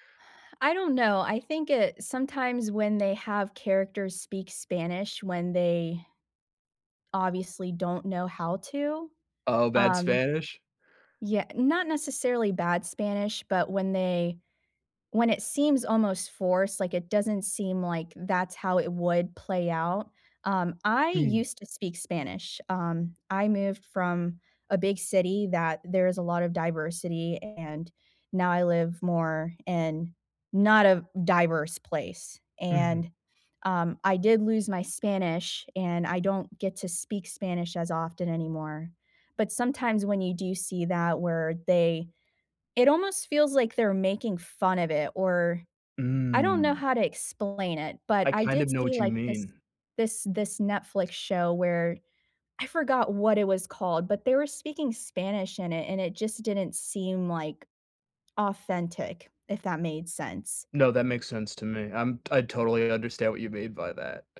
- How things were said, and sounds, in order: sigh
- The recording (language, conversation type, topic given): English, unstructured, Should I share my sad story in media to feel less alone?
- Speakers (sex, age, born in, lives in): female, 20-24, United States, United States; male, 30-34, United States, United States